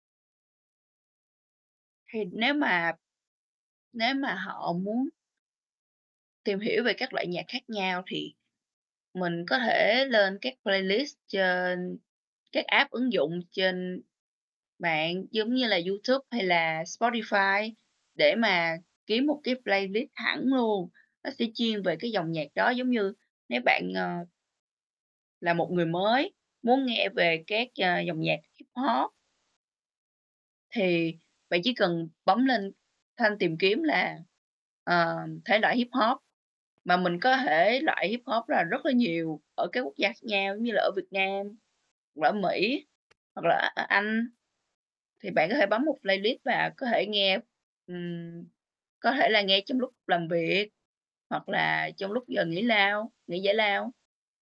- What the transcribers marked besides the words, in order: in English: "playlist"; tapping; in English: "app"; in English: "playlist"; other background noise; unintelligible speech; in English: "playlist"
- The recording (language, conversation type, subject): Vietnamese, podcast, Âm nhạc bạn nghe phản ánh con người bạn như thế nào?
- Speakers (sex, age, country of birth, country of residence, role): female, 20-24, Vietnam, Vietnam, guest; female, 25-29, Vietnam, Vietnam, host